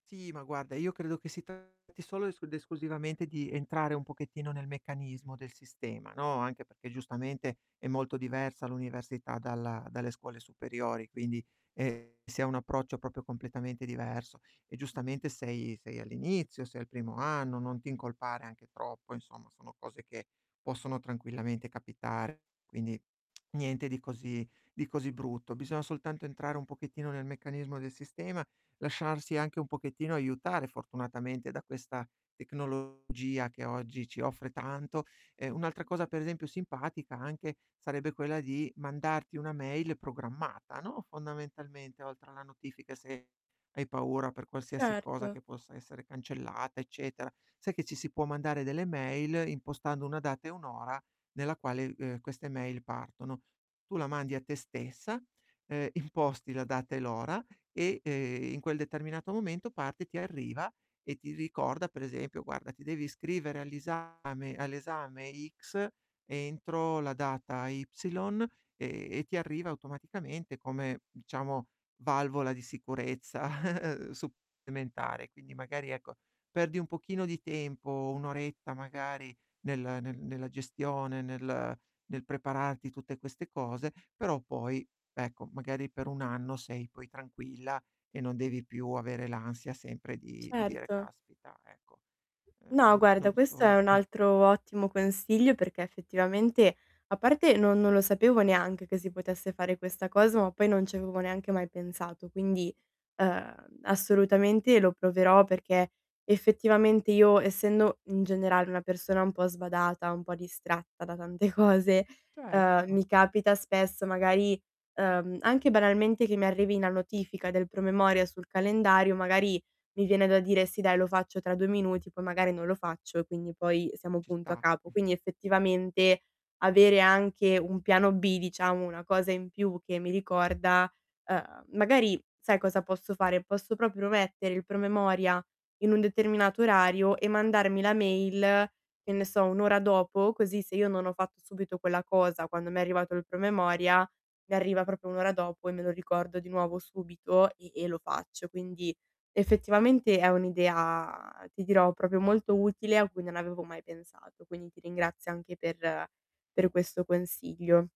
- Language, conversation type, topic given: Italian, advice, Come posso mantenere le mie abitudini quando nella vita quotidiana succedono degli imprevisti?
- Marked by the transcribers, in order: distorted speech; "proprio" said as "propio"; tapping; "bisogna" said as "bisonna"; "diciamo" said as "ciamo"; chuckle; other background noise; other noise; chuckle; laughing while speaking: "tante cose"; chuckle; "proprio" said as "propio"; drawn out: "idea"; "proprio" said as "propio"